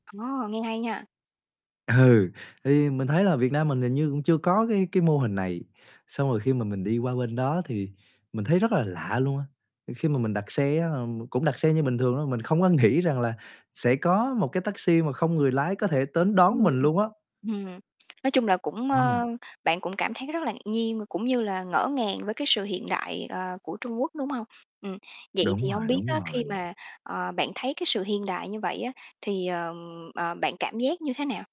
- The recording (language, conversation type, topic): Vietnamese, podcast, Một chuyến đi nào đã làm thay đổi cách bạn nhìn thế giới?
- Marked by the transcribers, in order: distorted speech; tapping; laughing while speaking: "nghĩ"; "đến" said as "tến"; other background noise